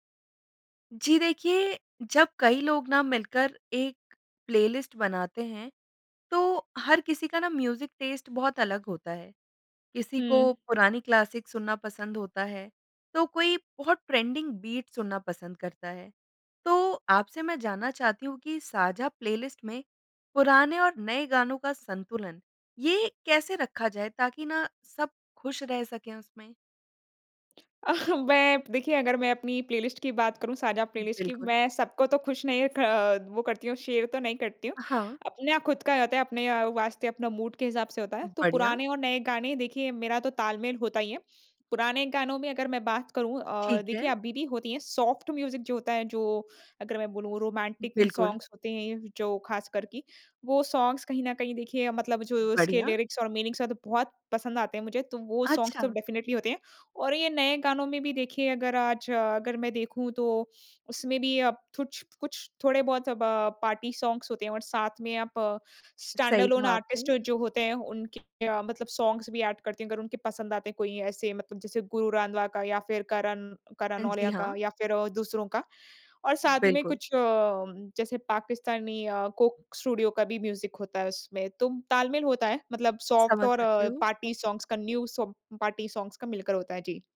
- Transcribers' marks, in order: in English: "म्यूज़िक टेस्ट"; in English: "क्लासिक"; in English: "ट्रेंडिंग बीट"; lip smack; other background noise; in English: "शेयर"; in English: "मूड"; in English: "सॉफ्ट म्यूज़िक"; in English: "रोमांटिक सॉन्ग्स"; in English: "सॉन्ग्स"; in English: "लिरिक्स"; in English: "मीनिंग्स"; in English: "सॉन्ग्स"; in English: "डेफ़िनेटली"; "कुछ-कुछ" said as "थुछ-कुछ"; in English: "पार्टी सॉन्ग्स"; in English: "स्टैंड अलोन आर्टिस्ट"; in English: "सॉन्ग्स"; in English: "ऐड"; in English: "म्यूज़िक"; in English: "सॉफ्ट"; in English: "पार्टी सॉन्ग्स"; in English: "न्यू"; in English: "पार्टी सॉन्ग्स"
- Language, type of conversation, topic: Hindi, podcast, साझा प्लेलिस्ट में पुराने और नए गानों का संतुलन कैसे रखते हैं?